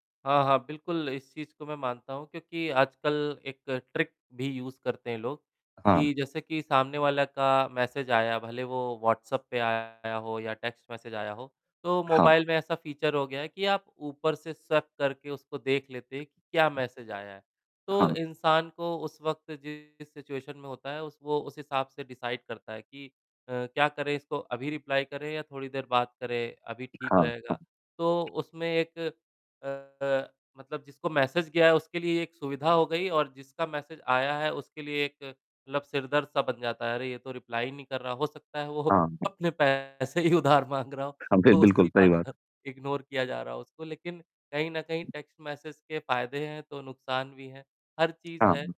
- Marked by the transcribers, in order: static; in English: "ट्रिक"; in English: "यूज़"; in English: "मैसेज"; distorted speech; in English: "टेक्स्ट मैसेज"; in English: "फीचर"; in English: "स्वैप"; tapping; in English: "मैसेज"; in English: "सिचुएशन"; in English: "डिसाइड"; in English: "रिप्लाई"; in English: "मैसेज"; in English: "मैसेज"; in English: "रिप्लाई"; laughing while speaking: "वो अपने पैसे ही उधार माँग रहा हो"; other background noise; in English: "इग्नोर"; in English: "टेक्स्ट मैसेज"
- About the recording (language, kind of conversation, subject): Hindi, unstructured, आप संदेश लिखकर बात करना पसंद करते हैं या फोन पर बात करना?